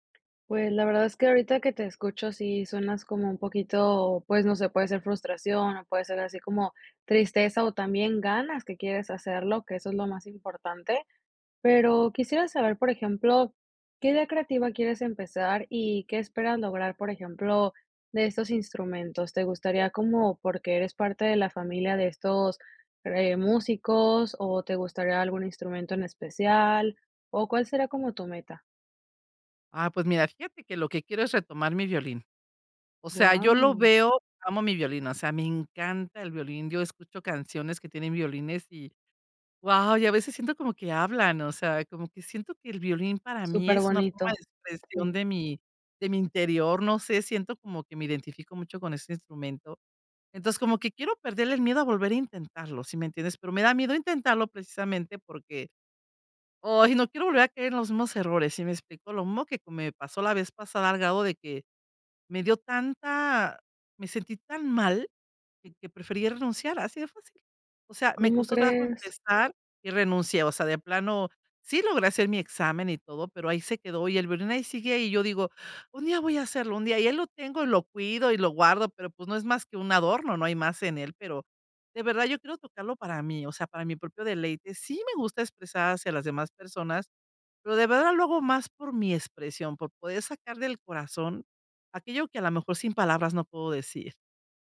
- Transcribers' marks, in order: none
- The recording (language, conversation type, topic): Spanish, advice, ¿Cómo hace que el perfeccionismo te impida empezar un proyecto creativo?